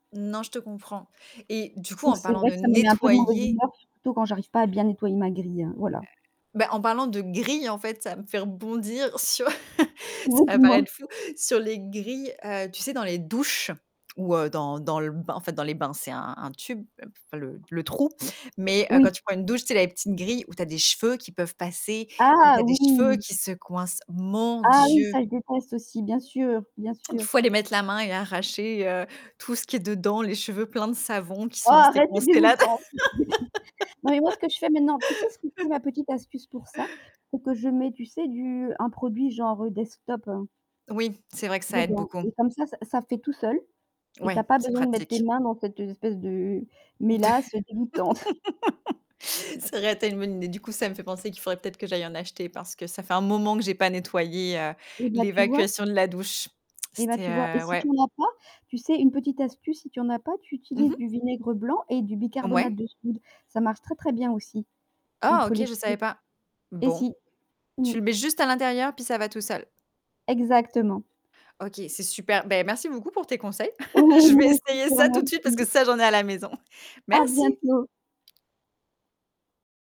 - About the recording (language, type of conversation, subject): French, unstructured, Pourquoi certaines personnes n’aiment-elles pas faire le ménage ?
- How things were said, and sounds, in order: static; distorted speech; stressed: "nettoyer"; laugh; tapping; other background noise; unintelligible speech; laugh; unintelligible speech; laugh; laugh